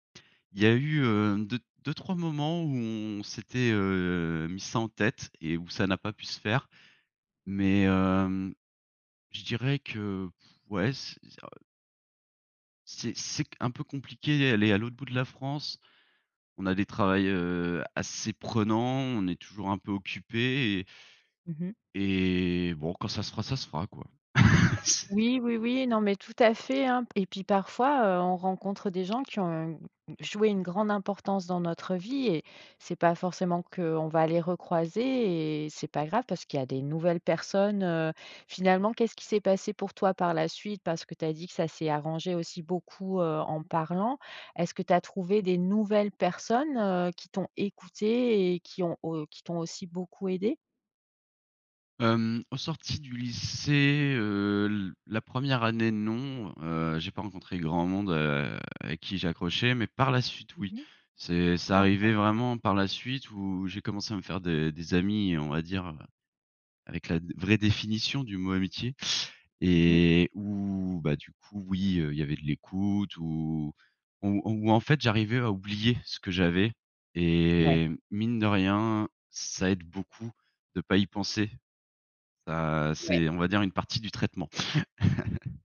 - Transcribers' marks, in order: drawn out: "heu"; drawn out: "et"; chuckle; stressed: "nouvelles"; stressed: "écoutées"; chuckle
- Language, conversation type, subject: French, podcast, Quel est le moment où l’écoute a tout changé pour toi ?